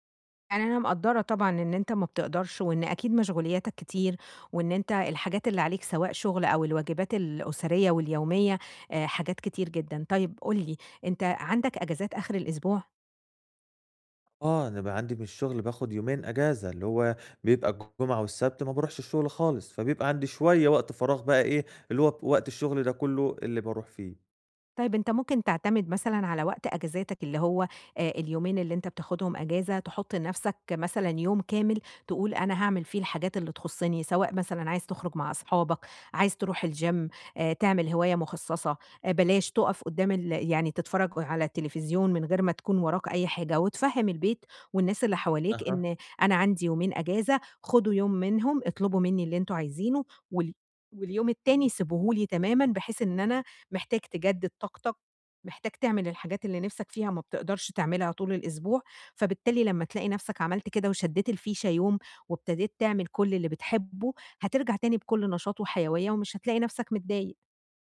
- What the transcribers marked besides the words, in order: in English: "الgym"; tapping
- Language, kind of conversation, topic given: Arabic, advice, إزاي أوازن بين التزاماتي اليومية ووقتي لهواياتي بشكل مستمر؟